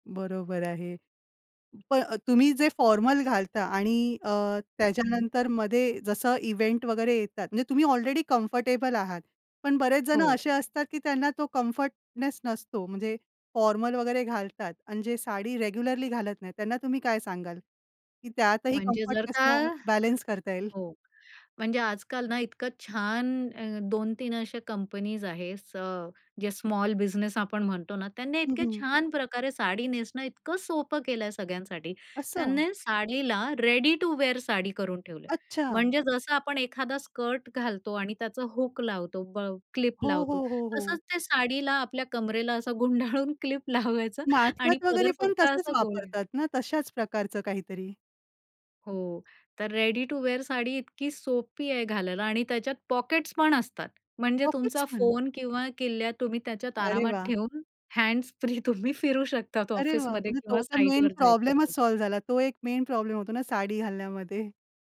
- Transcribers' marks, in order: tapping; in English: "फॉर्मल"; in English: "इव्हेंट"; other background noise; in English: "कम्फर्टेबल"; in English: "कम्फर्टनेस"; in English: "फॉर्मल"; in English: "रेग्युलरली"; in English: "कम्फर्टनेसला"; in English: "रेडी टू वेअर"; in English: "रेडी टू वेअर"; in English: "मेन"; in English: "मेन"
- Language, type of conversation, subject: Marathi, podcast, आरामदायीपणा आणि देखणेपणा यांचा तुम्ही रोजच्या पेहरावात कसा समतोल साधता?